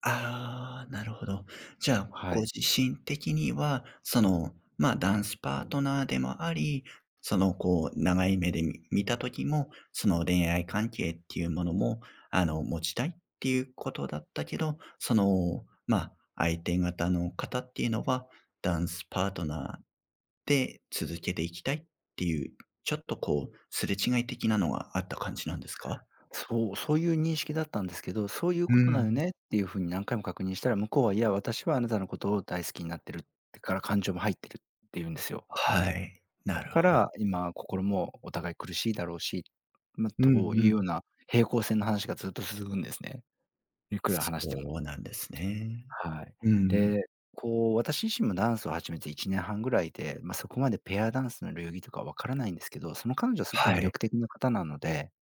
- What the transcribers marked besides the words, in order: other background noise; tapping
- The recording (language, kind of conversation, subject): Japanese, advice, 信頼を損なう出来事があり、不安を感じていますが、どうすればよいですか？
- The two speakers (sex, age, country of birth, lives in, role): male, 35-39, Japan, Japan, advisor; male, 40-44, Japan, Japan, user